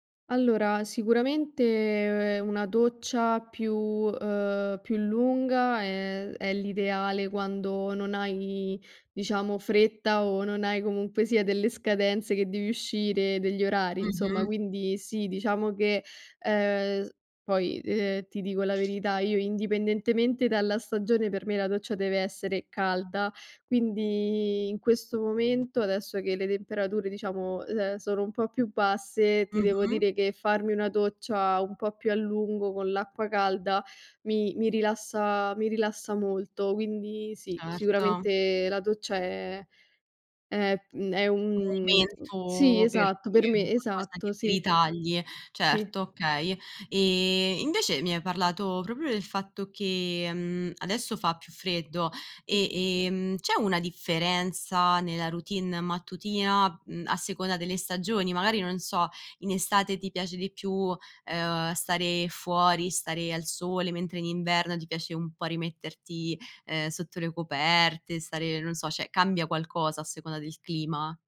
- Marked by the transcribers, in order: drawn out: "sicuramente"; other background noise; stressed: "calda"; drawn out: "quindi"; drawn out: "un"; "cioè" said as "ceh"
- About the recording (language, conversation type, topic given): Italian, podcast, Com’è la tua routine mattutina?